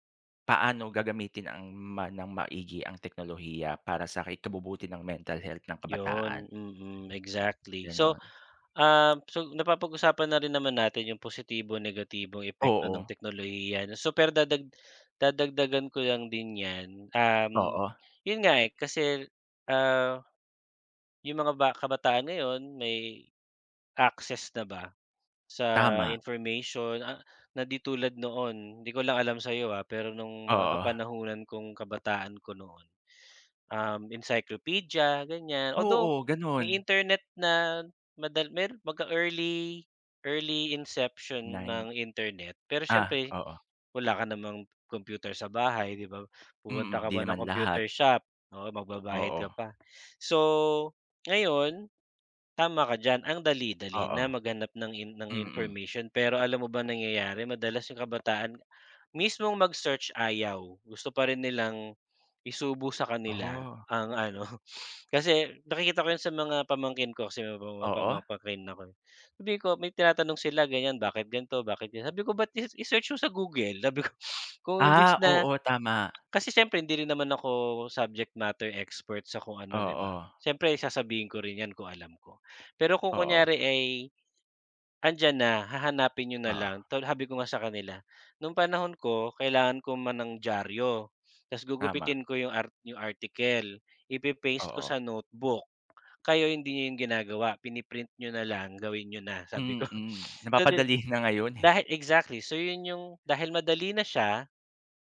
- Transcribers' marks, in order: none
- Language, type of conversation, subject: Filipino, unstructured, Ano ang masasabi mo tungkol sa pag-unlad ng teknolohiya at sa epekto nito sa mga kabataan?